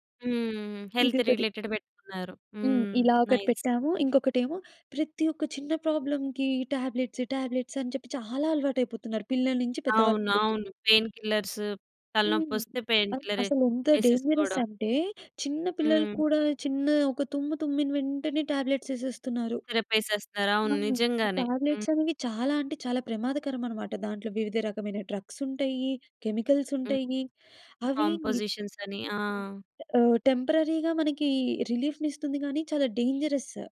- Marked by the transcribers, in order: in English: "హెల్త్ రిలేటెడ్"; in English: "నైస్"; in English: "ప్రాబ్లమ్‌కి టాబ్లెట్స్, టాబ్లెట్స్"; in English: "డేంజరస్"; in English: "టాబ్లెట్స్"; in English: "టాబ్లెట్స్"; in English: "డ్రగ్స్"; in English: "కెమికల్స్"; in English: "కాంపోజిషన్స్"; unintelligible speech; in English: "టెంపరరీగా"; in English: "రిలీఫ్‌ని"
- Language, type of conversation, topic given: Telugu, podcast, మీరు విఫలమైనప్పుడు ఏమి నేర్చుకున్నారు?